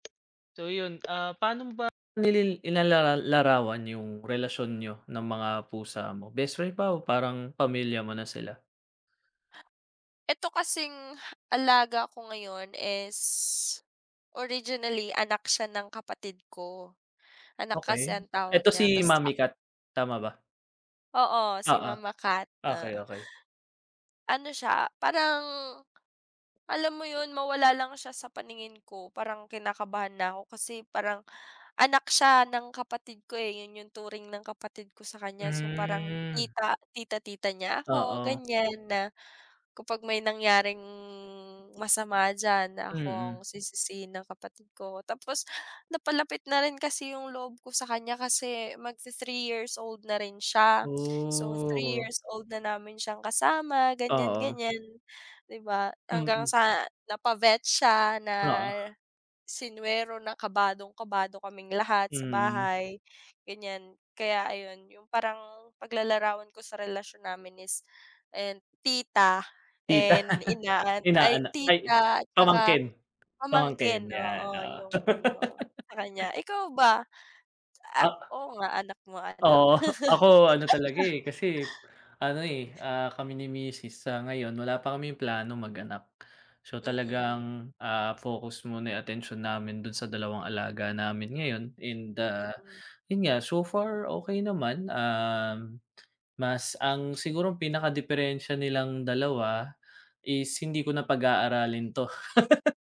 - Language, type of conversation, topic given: Filipino, unstructured, Ano ang pinaka-masayang karanasan mo kasama ang iyong alaga?
- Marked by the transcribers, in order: tapping; other background noise; laugh; laugh; laugh; laugh